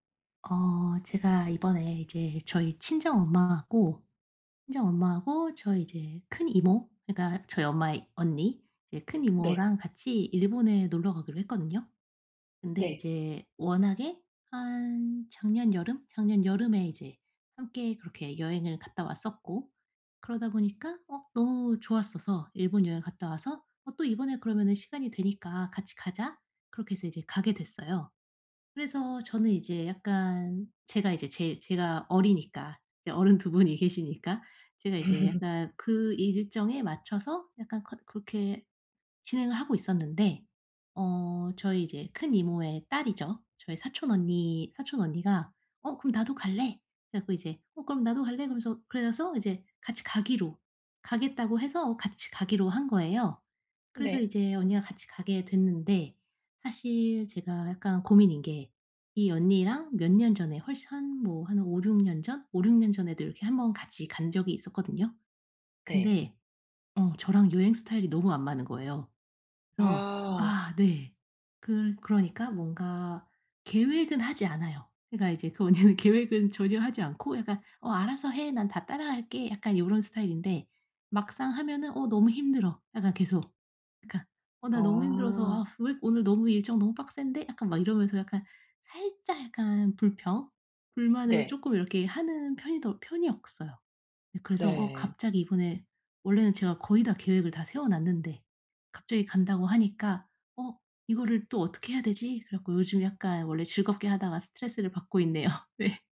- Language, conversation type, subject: Korean, advice, 여행 일정이 변경됐을 때 스트레스를 어떻게 줄일 수 있나요?
- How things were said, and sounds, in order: other background noise; laugh; tapping; "편이었어요" said as "편이억써요"; laughing while speaking: "있네요. 네"